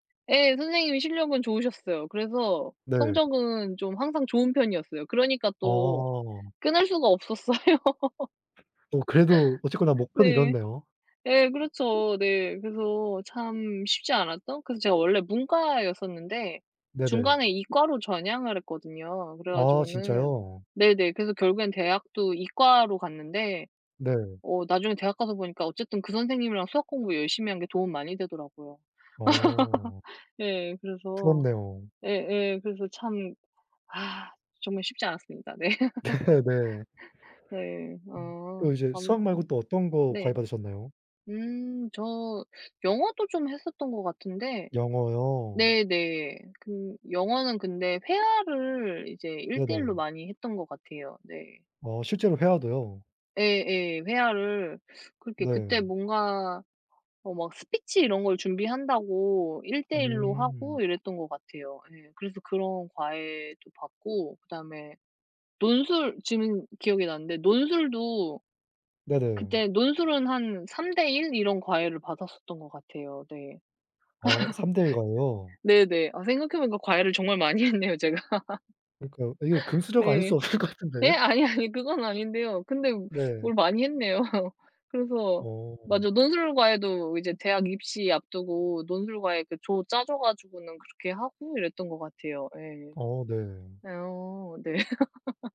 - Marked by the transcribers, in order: laughing while speaking: "없었어요"; laugh; laugh; laugh; laughing while speaking: "네 네"; laugh; laugh; laughing while speaking: "없을 것 같은데"; laughing while speaking: "했네요"; laugh
- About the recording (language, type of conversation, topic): Korean, unstructured, 과외는 꼭 필요한가요, 아니면 오히려 부담이 되나요?